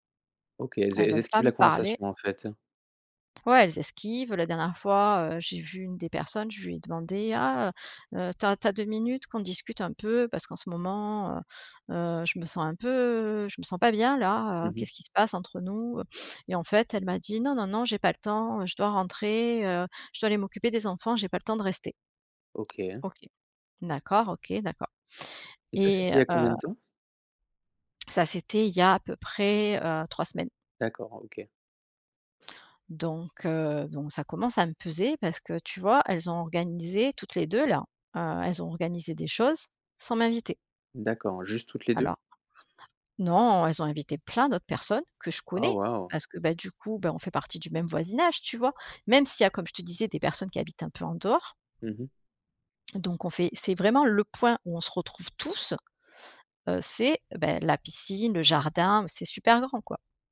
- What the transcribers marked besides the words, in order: tapping; other background noise; stressed: "plein"; stressed: "tous"
- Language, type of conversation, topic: French, advice, Comment te sens-tu quand tu te sens exclu(e) lors d’événements sociaux entre amis ?